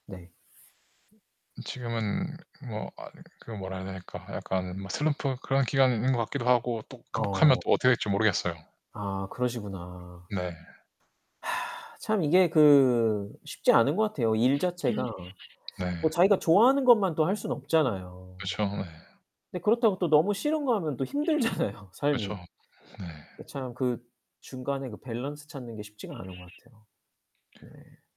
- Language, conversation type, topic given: Korean, unstructured, 포기하고 싶을 때 어떻게 마음을 다잡고 이겨내시나요?
- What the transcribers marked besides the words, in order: static; other background noise; distorted speech; unintelligible speech; background speech; laughing while speaking: "힘들잖아요"